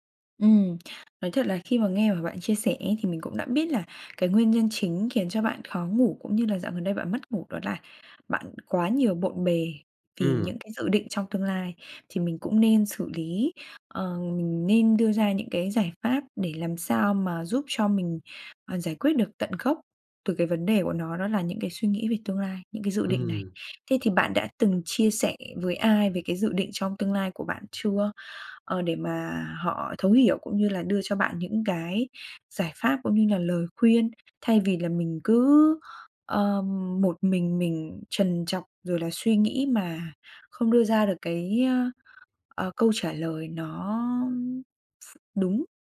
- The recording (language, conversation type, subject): Vietnamese, advice, Bạn khó ngủ vì lo lắng và suy nghĩ về tương lai phải không?
- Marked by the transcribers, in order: none